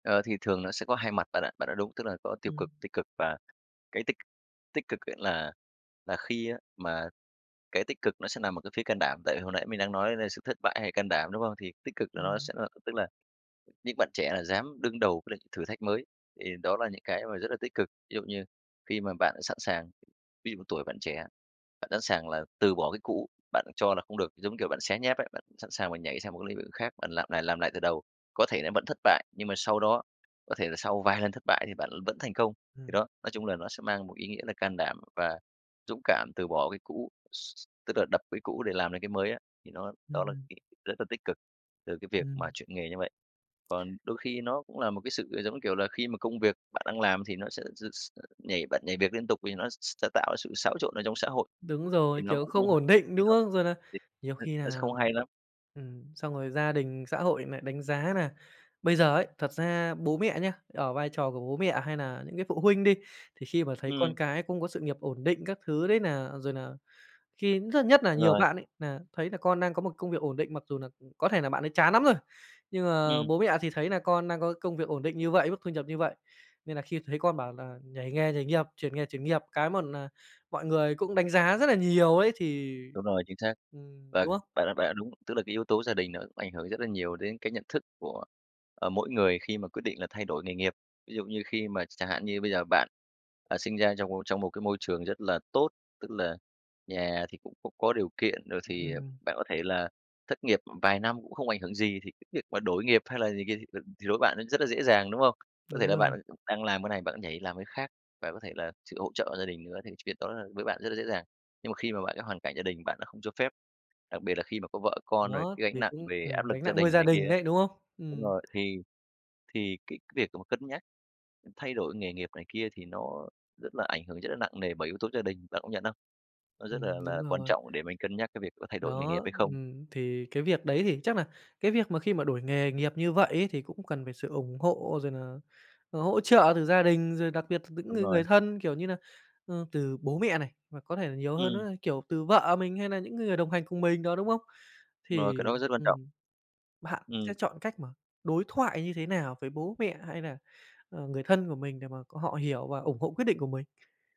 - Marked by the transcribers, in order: tapping; "lại" said as "nại"
- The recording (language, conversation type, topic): Vietnamese, podcast, Bạn nghĩ việc thay đổi nghề là dấu hiệu của thất bại hay là sự can đảm?